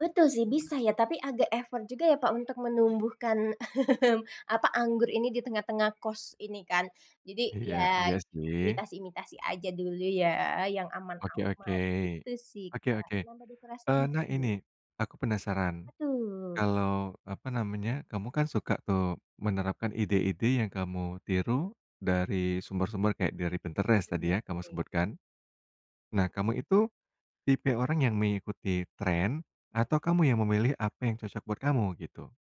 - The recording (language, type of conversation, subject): Indonesian, podcast, Apa yang membuat kamar tidurmu terasa nyaman?
- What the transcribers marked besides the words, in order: in English: "effort"; other background noise; laughing while speaking: "mmm"